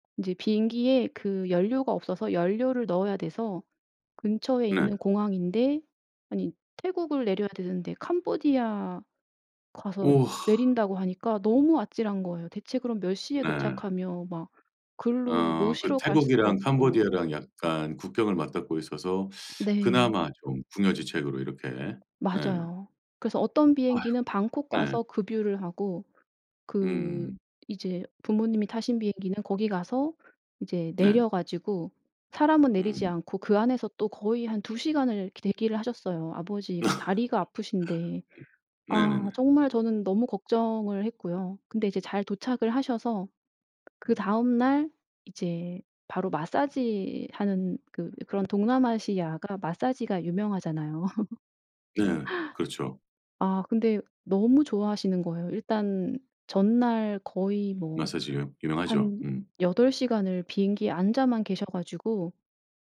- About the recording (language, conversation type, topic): Korean, podcast, 가족과 함께한 여행 중 가장 감동적으로 기억에 남는 곳은 어디인가요?
- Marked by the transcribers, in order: other background noise; laughing while speaking: "아"; laugh; tapping; laugh